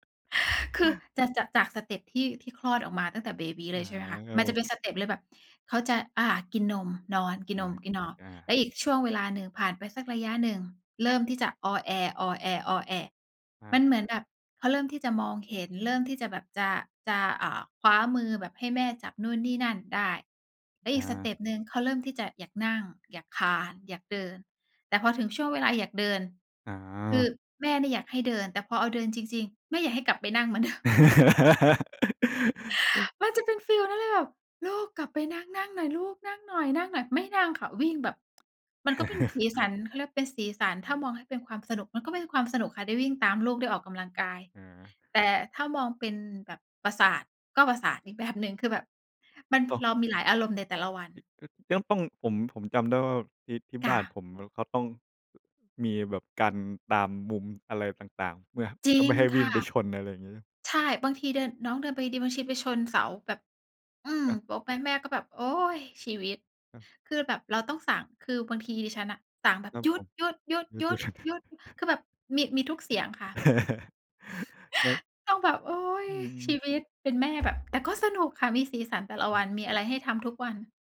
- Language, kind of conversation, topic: Thai, unstructured, การเรียนรู้ที่สนุกที่สุดในชีวิตของคุณคืออะไร?
- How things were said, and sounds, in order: tapping; "นอน" said as "หนอบ"; background speech; laughing while speaking: "เดิม"; laugh; laugh; laughing while speaking: "แบบ"; "บางที" said as "บางชี"; laugh; laughing while speaking: "เดี๋ยว ๆ"; laugh; gasp